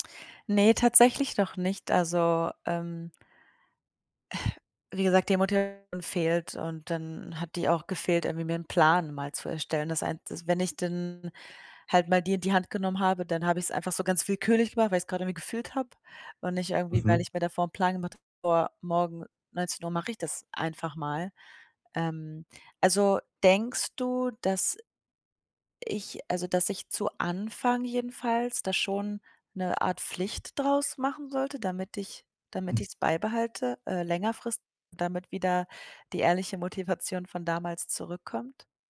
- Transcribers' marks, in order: none
- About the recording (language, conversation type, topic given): German, advice, Wie finde ich Motivation, um Hobbys regelmäßig in meinen Alltag einzubauen?